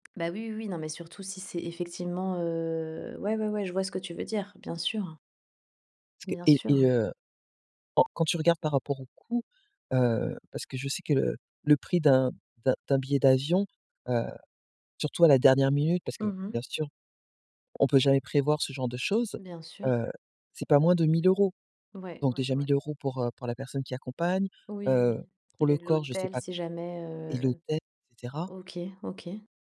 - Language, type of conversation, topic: French, podcast, Peux-tu parler d’une réussite dont tu es particulièrement fier ?
- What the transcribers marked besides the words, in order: drawn out: "heu"; other background noise; tapping